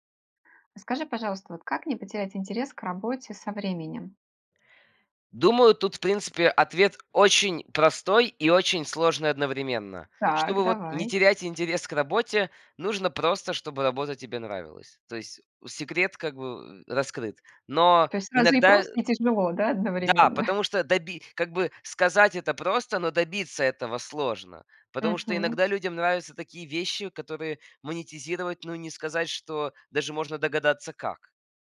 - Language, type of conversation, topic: Russian, podcast, Как не потерять интерес к работе со временем?
- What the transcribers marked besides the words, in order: chuckle